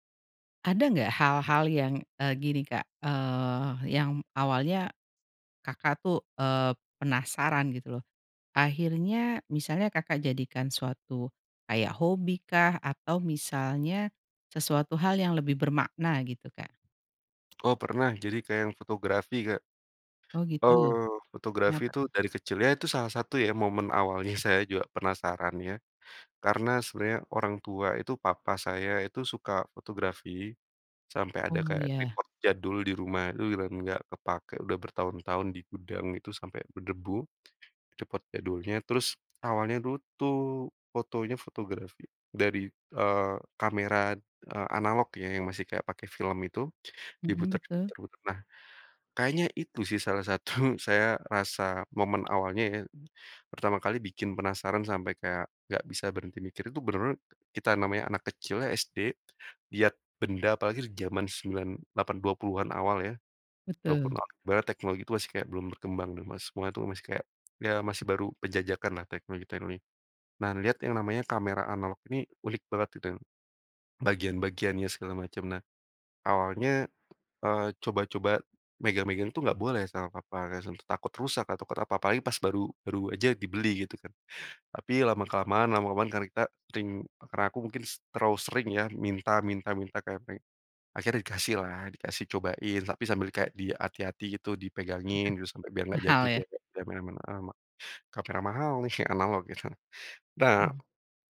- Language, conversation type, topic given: Indonesian, podcast, Pengalaman apa yang membuat kamu terus ingin tahu lebih banyak?
- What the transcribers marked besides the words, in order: "dulu" said as "du"; unintelligible speech; chuckle; unintelligible speech